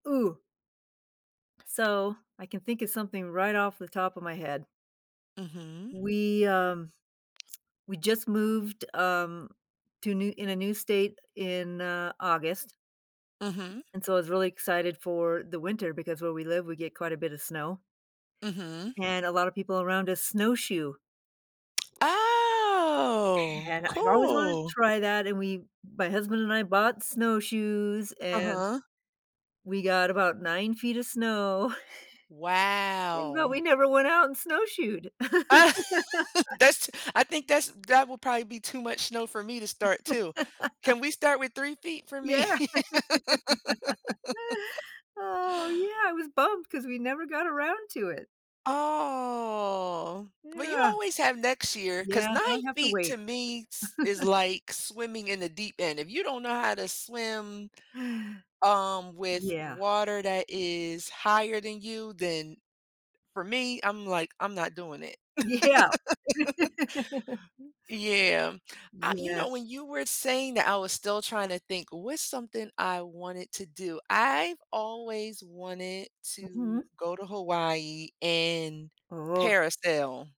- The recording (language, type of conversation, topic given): English, unstructured, What motivates people to step outside their comfort zones and try new things?
- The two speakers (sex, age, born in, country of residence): female, 40-44, United States, United States; female, 60-64, United States, United States
- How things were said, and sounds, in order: tapping; other background noise; lip smack; drawn out: "Oh"; background speech; drawn out: "Wow"; chuckle; laugh; laughing while speaking: "That's"; laugh; laugh; laugh; laughing while speaking: "me?"; laugh; drawn out: "Aw"; laugh; laughing while speaking: "Yeah"; laugh